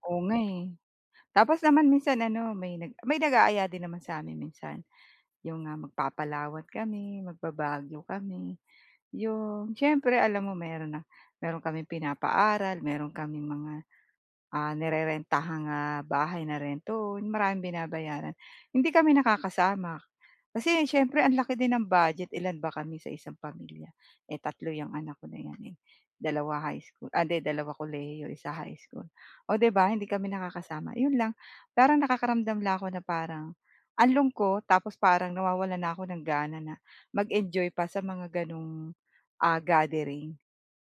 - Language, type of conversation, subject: Filipino, advice, Paano ko haharapin ang damdamin ko kapag nagbago ang aking katayuan?
- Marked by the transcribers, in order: "ang lungkot" said as "anlungkot"